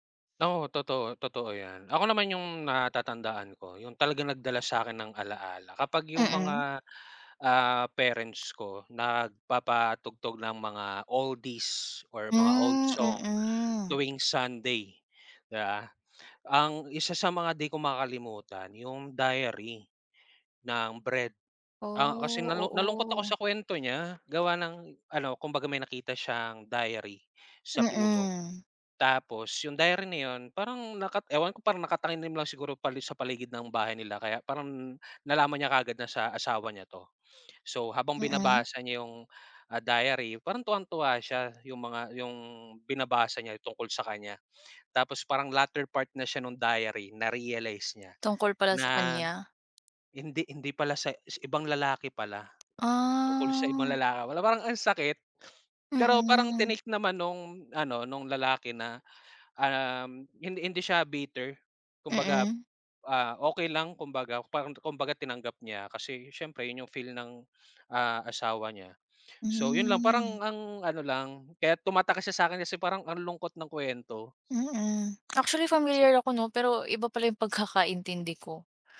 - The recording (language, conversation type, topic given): Filipino, unstructured, Paano ka naaapektuhan ng musika sa araw-araw?
- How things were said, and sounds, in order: sniff; tapping; in English: "latter part"; drawn out: "Ah"; sniff; sniff; sniff; chuckle